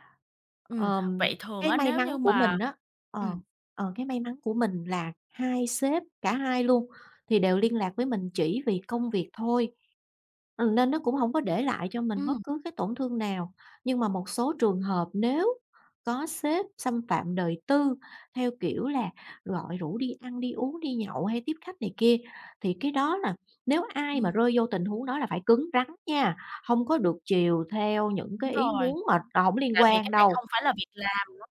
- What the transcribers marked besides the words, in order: tapping
- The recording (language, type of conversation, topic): Vietnamese, podcast, Bạn sẽ nói gì khi sếp thường xuyên nhắn việc ngoài giờ?